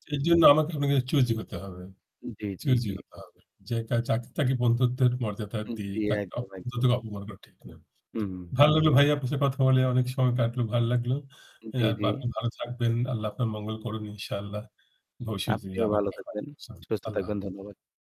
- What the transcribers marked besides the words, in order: static
- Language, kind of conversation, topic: Bengali, unstructured, বন্ধুত্বে সবচেয়ে গুরুত্বপূর্ণ গুণ কোনটি বলে তুমি মনে করো?
- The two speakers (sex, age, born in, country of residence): female, 55-59, Bangladesh, Bangladesh; male, 70-74, Bangladesh, Bangladesh